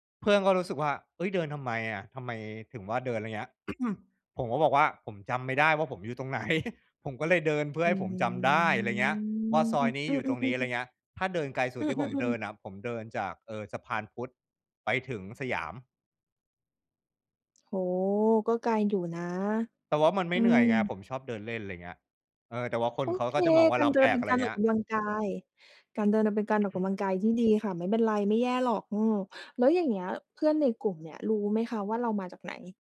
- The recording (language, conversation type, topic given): Thai, podcast, คุณมักเลือกที่จะเป็นตัวของตัวเองมากกว่าหรือปรับตัวให้เข้ากับสังคมมากกว่ากัน?
- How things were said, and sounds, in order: throat clearing; laughing while speaking: "ไหน"; drawn out: "อืม"; throat clearing